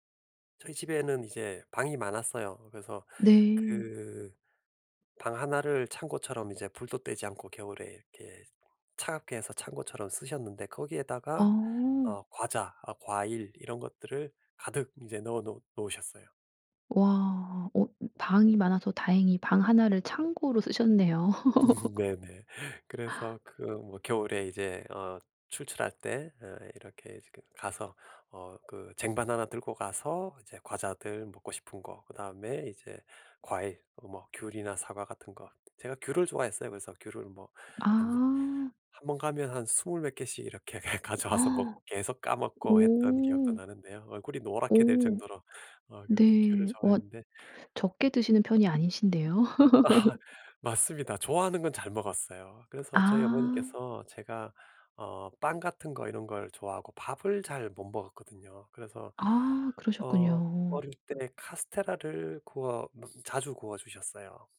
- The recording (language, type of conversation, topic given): Korean, podcast, 음식을 통해 어떤 가치를 전달한 경험이 있으신가요?
- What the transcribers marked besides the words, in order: laugh; tapping; laughing while speaking: "이렇게 가져와서 먹"; gasp; laughing while speaking: "아"; laugh